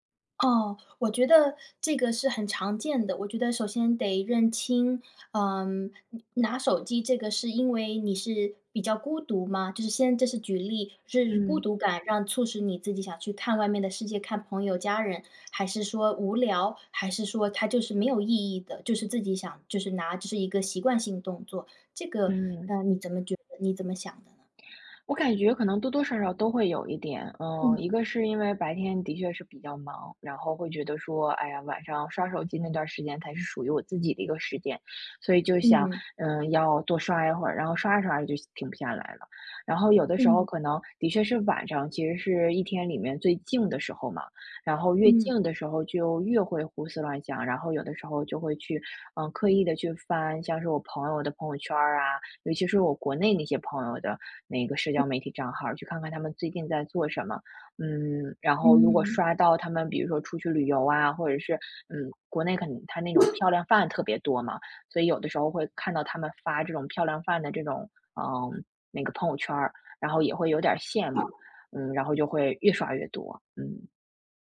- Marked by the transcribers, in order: none
- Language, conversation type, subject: Chinese, advice, 我想养成规律作息却总是熬夜，该怎么办？